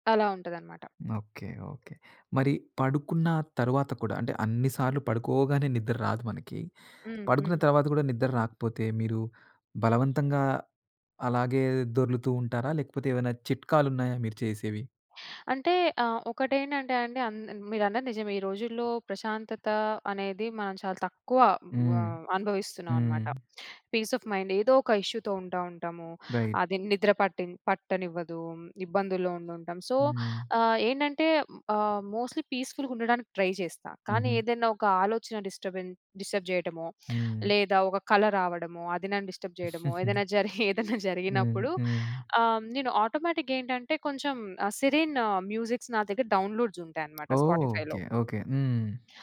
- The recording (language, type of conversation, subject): Telugu, podcast, నిద్రను మెరుగుపరచుకోవడానికి మీరు పాటించే అలవాట్లు ఏవి?
- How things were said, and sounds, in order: in English: "పీస్ ఆఎఫ్ మైండ్"; in English: "ఇష్యూ‌తో"; in English: "రైట్"; in English: "సో"; in English: "మోస్ట్‌లీ పీస్‌ఫుల్‌గ"; in English: "ట్రై"; in English: "డిస్టర్బెన్ డిస్టర్బ్"; in English: "డిస్టర్బ్"; giggle; in English: "ఆటోమేటిక్"; in English: "సిరిన్ మ్యూజిక్స్"; in English: "డౌన్‌లోడ్స్"; tapping; in English: "స్పాటిఫై‌లో"